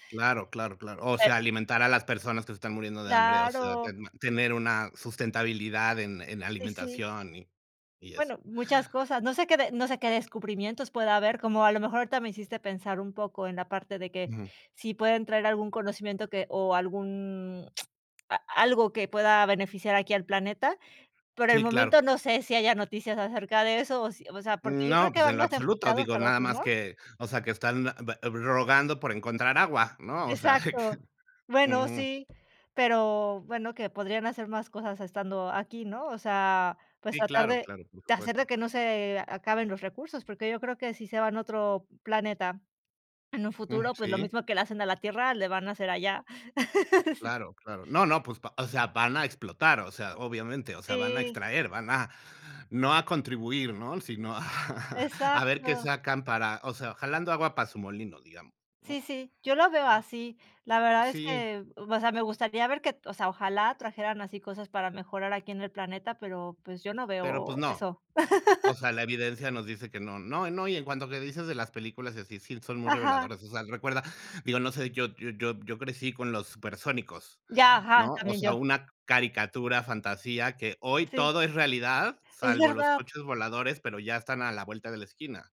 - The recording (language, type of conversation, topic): Spanish, unstructured, ¿Cómo crees que la exploración espacial afectará nuestro futuro?
- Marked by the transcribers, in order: unintelligible speech; unintelligible speech; swallow; chuckle; chuckle; laugh; other background noise